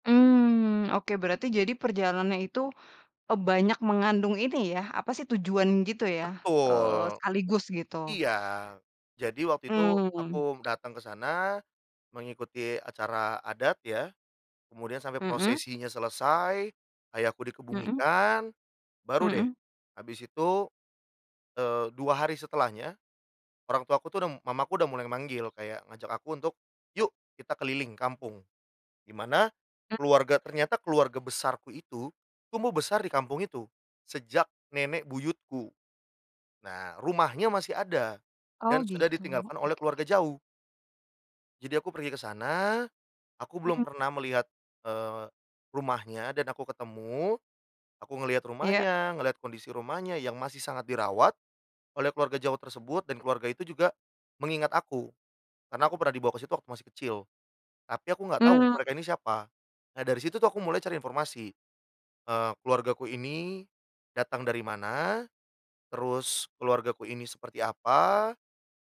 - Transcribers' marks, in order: tapping
- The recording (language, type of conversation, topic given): Indonesian, podcast, Pernahkah kamu pulang ke kampung untuk menelusuri akar keluargamu?